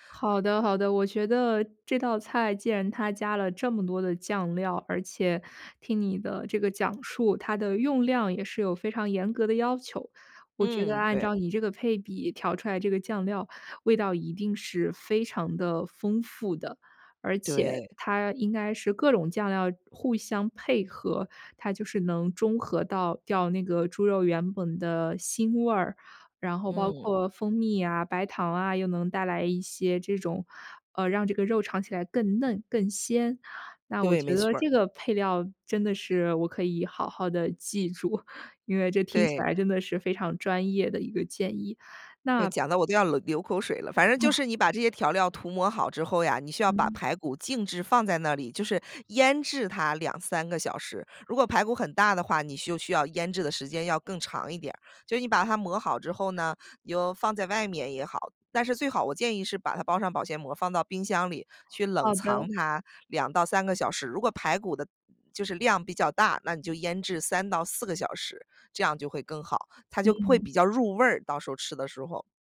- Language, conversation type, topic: Chinese, podcast, 你最拿手的一道家常菜是什么？
- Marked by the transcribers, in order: laughing while speaking: "记住"